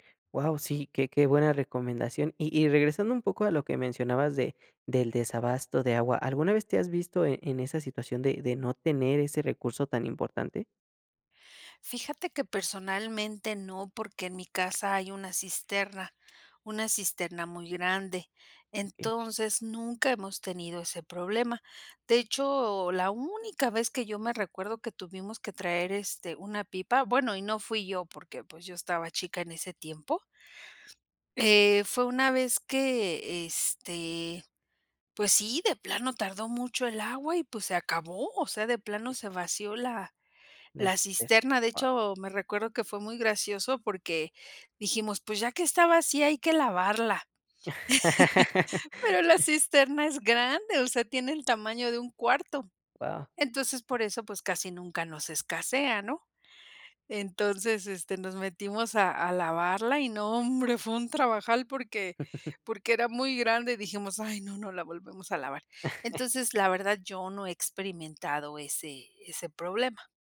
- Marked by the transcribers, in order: other noise; unintelligible speech; chuckle; tapping; chuckle; chuckle
- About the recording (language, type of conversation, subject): Spanish, podcast, ¿Qué consejos darías para ahorrar agua en casa?